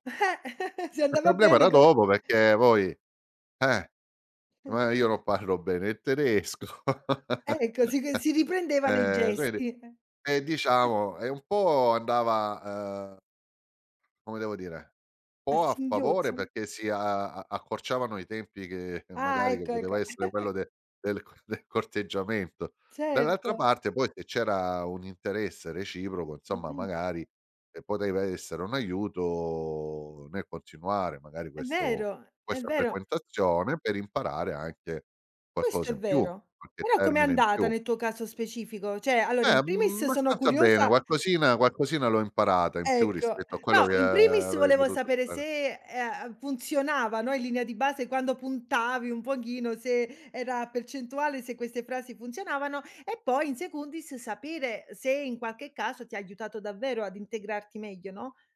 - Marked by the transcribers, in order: laughing while speaking: "Eh"; chuckle; chuckle; chuckle; laughing while speaking: "del co del corteggiamento"; chuckle; throat clearing; "Cioè" said as "ceh"; in Latin: "in primis"; in Latin: "in primis"
- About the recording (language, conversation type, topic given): Italian, podcast, Come impari a comunicare senza conoscere la lingua locale?
- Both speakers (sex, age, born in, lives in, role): female, 30-34, Italy, Italy, host; male, 50-54, Germany, Italy, guest